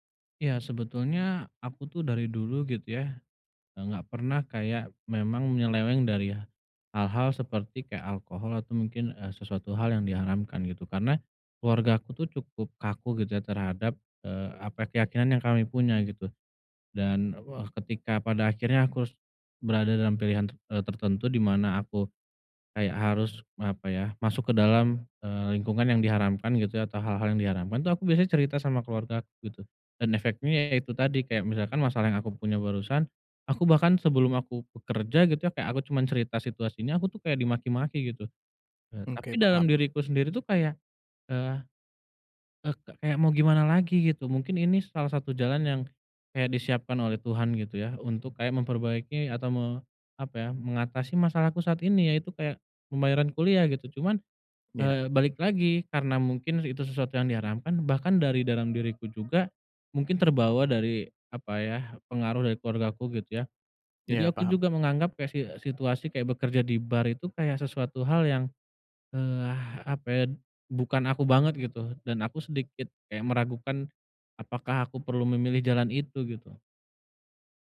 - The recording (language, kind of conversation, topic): Indonesian, advice, Bagaimana saya memilih ketika harus mengambil keputusan hidup yang bertentangan dengan keyakinan saya?
- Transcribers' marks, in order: background speech; other street noise